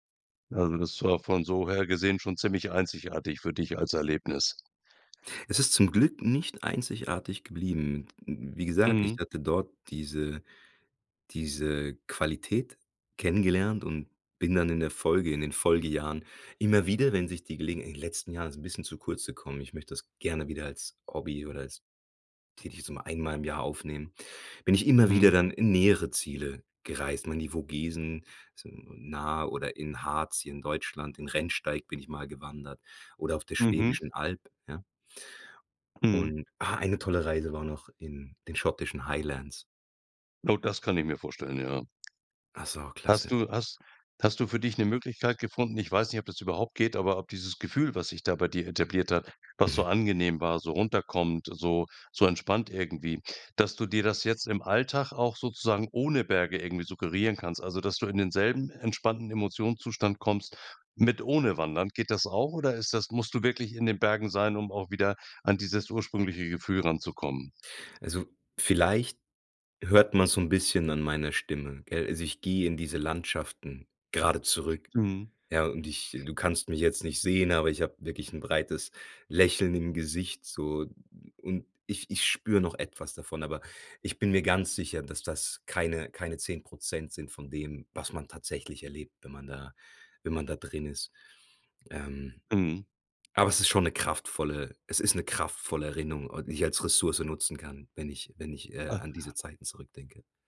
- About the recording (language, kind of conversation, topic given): German, podcast, Welcher Ort hat dir innere Ruhe geschenkt?
- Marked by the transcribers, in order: unintelligible speech; other background noise; other noise; "Erinnerung" said as "Erinnung"